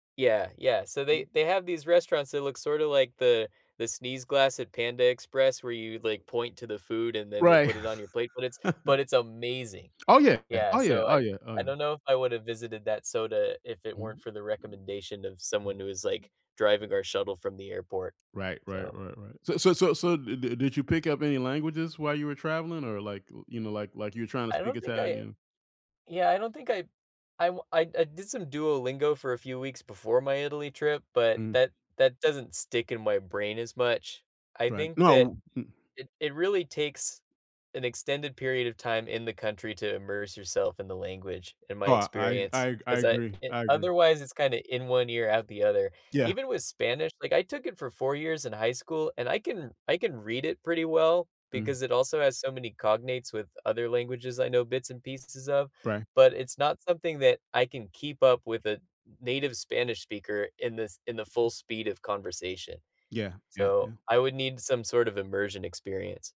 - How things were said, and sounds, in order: other background noise; laughing while speaking: "Right"; chuckle; tapping
- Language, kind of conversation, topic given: English, unstructured, How do you find the heart of a new city and connect with locals?
- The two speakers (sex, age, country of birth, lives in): male, 25-29, United States, United States; male, 60-64, United States, United States